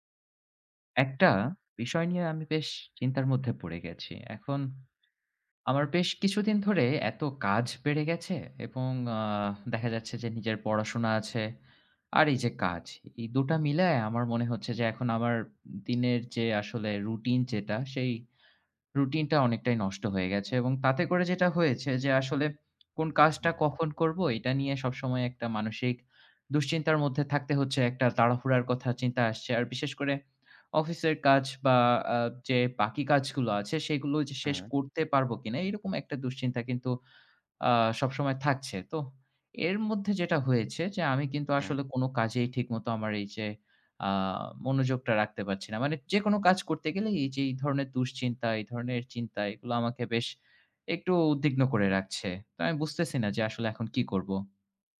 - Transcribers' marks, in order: none
- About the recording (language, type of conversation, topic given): Bengali, advice, কাজের চাপ অনেক বেড়ে যাওয়ায় আপনার কি বারবার উদ্বিগ্ন লাগছে?